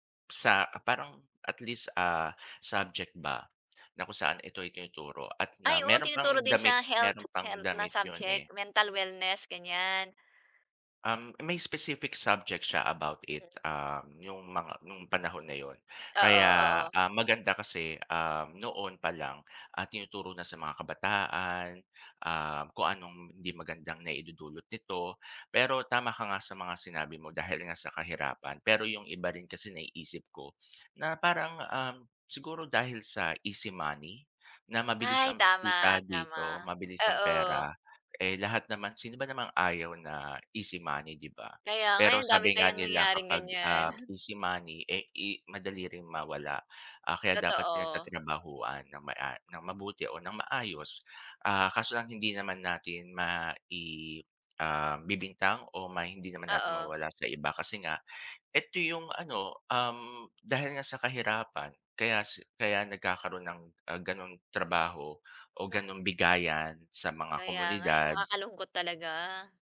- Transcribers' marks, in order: tapping
- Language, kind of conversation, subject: Filipino, unstructured, Ano ang nararamdaman mo kapag may umuusbong na isyu ng droga sa inyong komunidad?